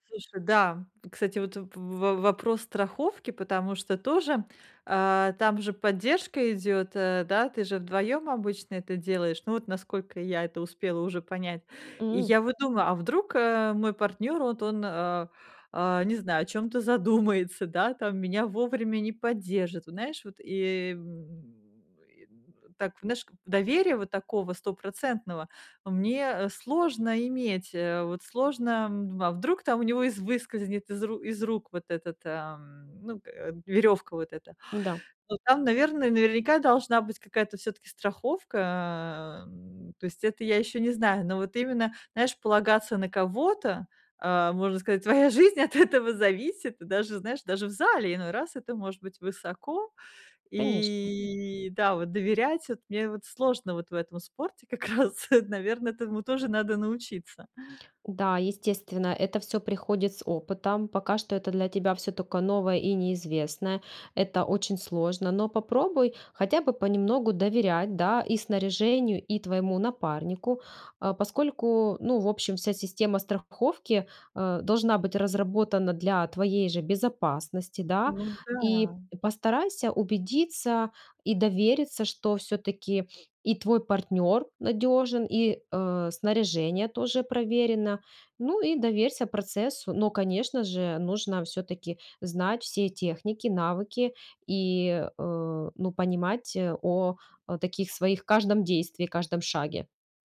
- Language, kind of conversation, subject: Russian, advice, Как мне справиться со страхом пробовать новые хобби и занятия?
- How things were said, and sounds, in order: inhale; tapping; laughing while speaking: "твоя жизнь от этого зависит"; drawn out: "И"; laughing while speaking: "как раз, наверно, этому тоже надо научиться"; "только" said as "тока"